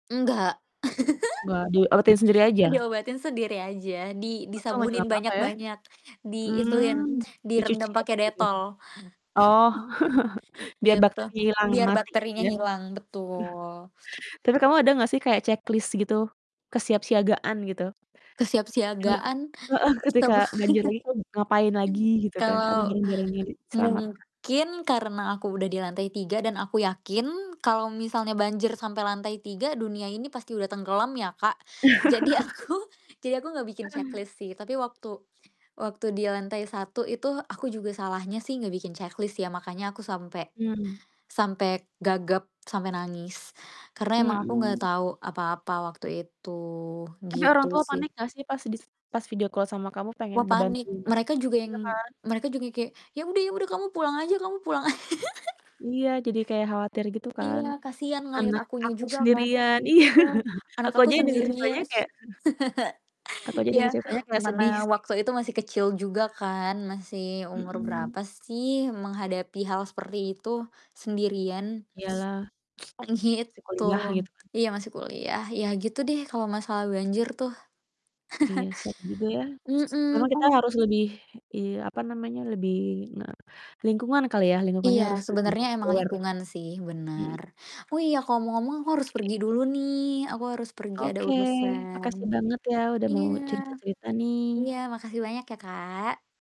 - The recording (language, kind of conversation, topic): Indonesian, podcast, Apakah kamu pernah mengalami banjir di lingkunganmu, dan bagaimana dampaknya?
- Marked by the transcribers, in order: static; background speech; giggle; other background noise; distorted speech; chuckle; in English: "checklist"; tapping; chuckle; mechanical hum; laughing while speaking: "aku"; laugh; in English: "checklist"; in English: "checklist"; other noise; in English: "video call"; giggle; laughing while speaking: "iya"; laugh; chuckle; "sendirian" said as "sendiriaz"; chuckle; chuckle; in English: "aware"